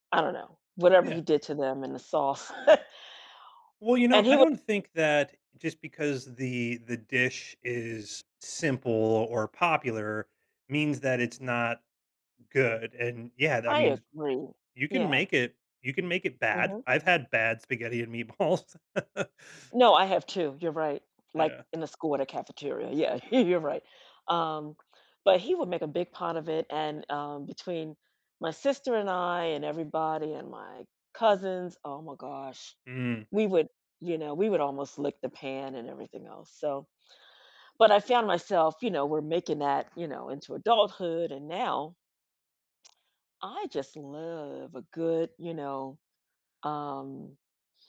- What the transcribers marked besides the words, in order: tapping; chuckle; unintelligible speech; laughing while speaking: "meatballs"; laugh; chuckle; swallow; other background noise; lip smack
- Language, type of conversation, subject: English, unstructured, How can I choose meals that make me feel happiest?
- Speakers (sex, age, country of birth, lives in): female, 60-64, United States, United States; male, 40-44, United States, United States